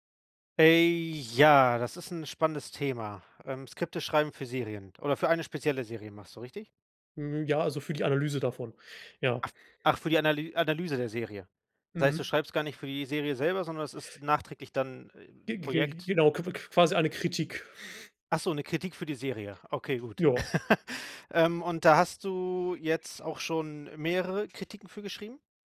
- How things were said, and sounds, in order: chuckle; chuckle
- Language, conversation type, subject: German, advice, Wie blockiert dich Perfektionismus bei deinen Projekten und wie viel Stress verursacht er dir?